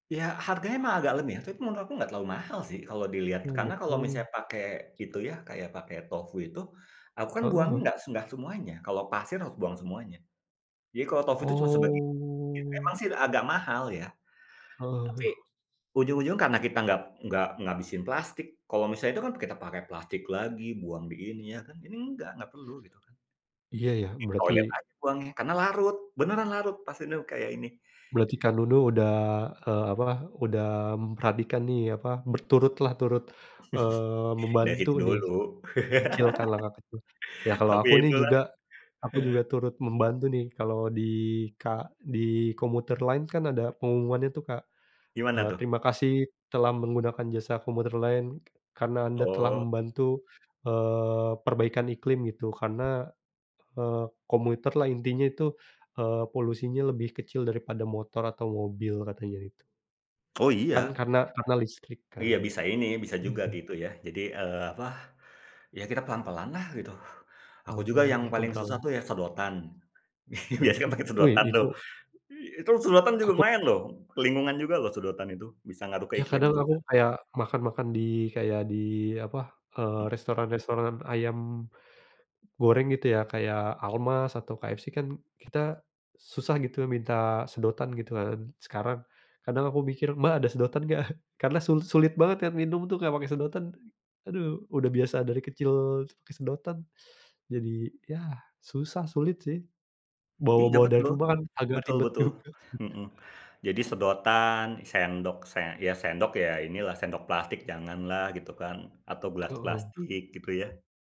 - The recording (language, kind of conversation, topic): Indonesian, unstructured, Apa yang membuat berita tentang perubahan iklim menjadi perhatian dunia?
- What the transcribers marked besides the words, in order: other background noise; tapping; drawn out: "Oh"; chuckle; in English: "commuter line"; in English: "commuter line"; in English: "commuter"; chuckle; laughing while speaking: "Biasanya kan pakai"; laughing while speaking: "nggak?"; laughing while speaking: "juga"